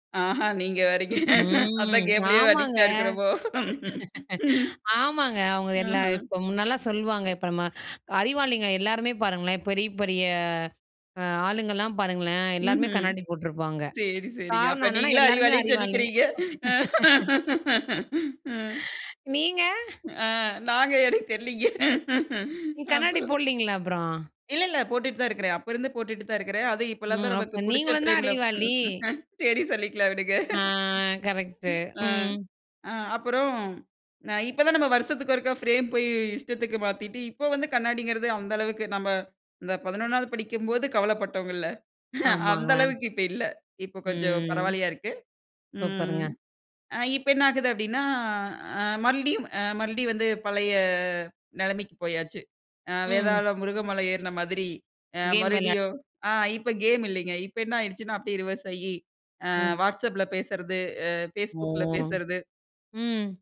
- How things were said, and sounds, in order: laughing while speaking: "நீங்க வேரங்க. அதான் கேம் லேயே அடிக்ட்டா இருக்கிறோமோ"; laugh; laugh; laughing while speaking: "சரி சரிங்க. அப்ப நீங்களும் அறிவாளினு சொல்லிக்கிறீங்க"; laugh; laughing while speaking: "நீங்க?"; laughing while speaking: "ஆ. நாங்க எனக்கு தெரிலங்க. அப்புறம்"; drawn out: "ஆ"; laugh; laughing while speaking: "சரி சொல்லிக்கொள்ளலாம் விடுங்க"; chuckle; other background noise; "முருங்கமரம்" said as "முருகமலை"; drawn out: "ஓ"
- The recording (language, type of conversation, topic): Tamil, podcast, நீங்கள் தினசரி திரை நேரத்தை எப்படிக் கட்டுப்படுத்திக் கொள்கிறீர்கள்?